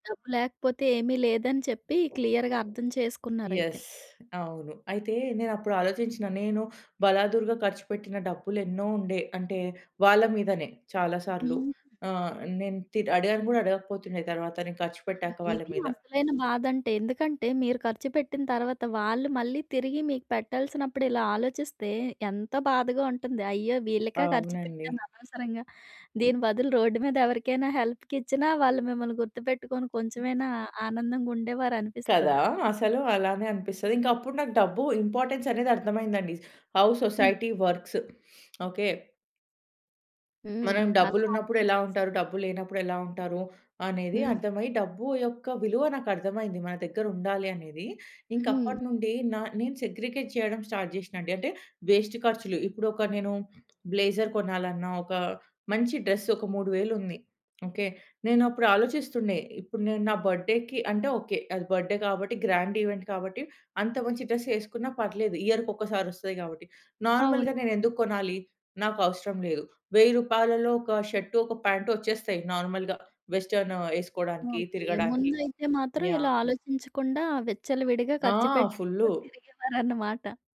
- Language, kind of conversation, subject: Telugu, podcast, జంటగా ఆర్థిక విషయాల గురించి సూటిగా, ప్రశాంతంగా ఎలా మాట్లాడుకోవాలి?
- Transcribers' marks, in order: in English: "క్లియర్‌గా"; in English: "యెస్"; in English: "హెల్ప్‌కిచ్చిన"; in English: "ఇంపార్టెన్స్"; in English: "హౌ సొసైటీ వర్క్స్"; tapping; in English: "సెగ్రిగేట్"; in English: "స్టార్ట్"; in English: "వేస్ట్"; in English: "బ్లేజర్"; in English: "డ్రెస్"; in English: "బర్త్‌డేకి"; in English: "బర్త్‌డే"; in English: "గ్రాండ్ ఈవెంట్"; in English: "డ్రెస్"; in English: "ఇయర్‌కి"; in English: "నార్మల్‌గా"; in English: "షర్ట్"; in English: "నార్మల్‌గా వెస్టర్న్"